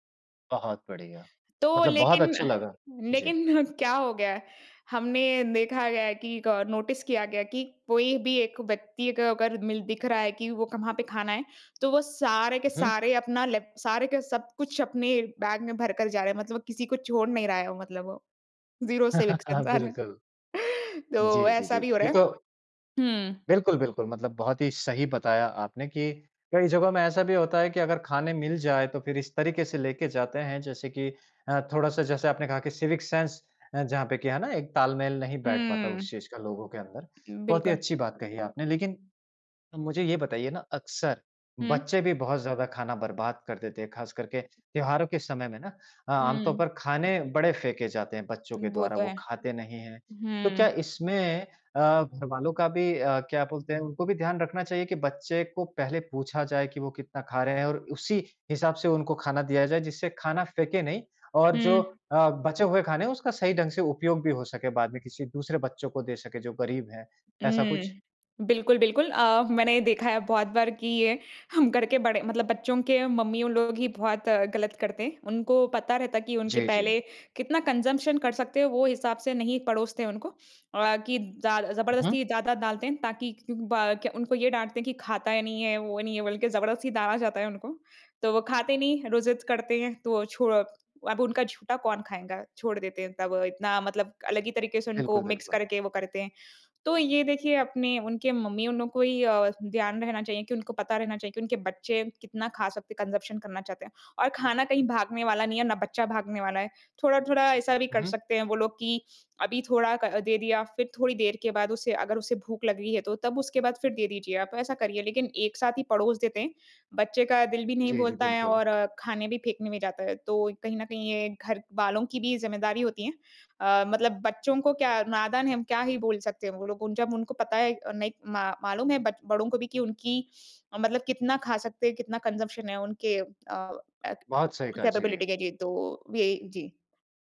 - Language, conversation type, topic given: Hindi, podcast, त्योहारों में बचा हुआ खाना आप आमतौर पर कैसे संभालते हैं?
- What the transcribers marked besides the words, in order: laughing while speaking: "लेकिन क्या हो गया है?"; in English: "नोटिस"; laugh; in English: "ज़ीरो सिविक सेंस"; laughing while speaking: "आ रहा है"; in English: "सिविक सेंस"; in English: "कंज़म्पशन"; in English: "मिक्स"; in English: "कंजम्पशन"; in English: "कंज़म्पशन"; in English: "कैपेबिलिटी"